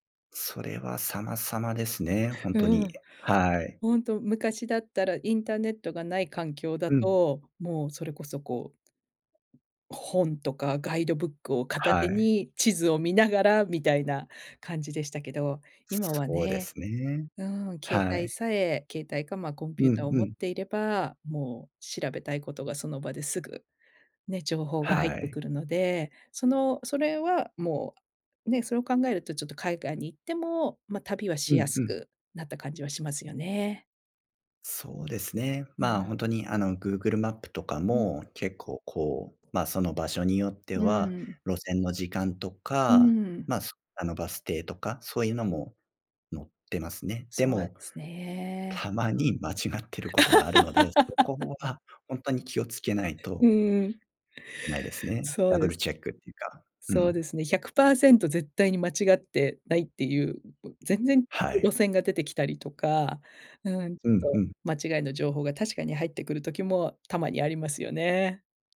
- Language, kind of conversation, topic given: Japanese, podcast, 人生で一番忘れられない旅の話を聞かせていただけますか？
- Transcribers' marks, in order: other noise; unintelligible speech; other background noise; tapping; laughing while speaking: "たまに間違ってることがあるので"; laugh